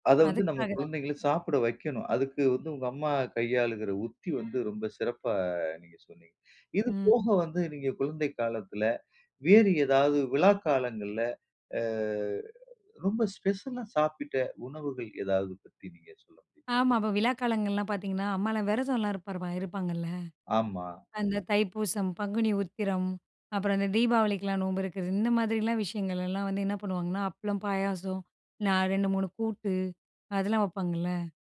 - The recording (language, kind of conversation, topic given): Tamil, podcast, உங்களுக்கு குழந்தைக் காலத்தை நினைவூட்டும் ஒரு உணவைப் பற்றி சொல்ல முடியுமா?
- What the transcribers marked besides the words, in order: other noise; drawn out: "சிறப்பா"; drawn out: "ஆ"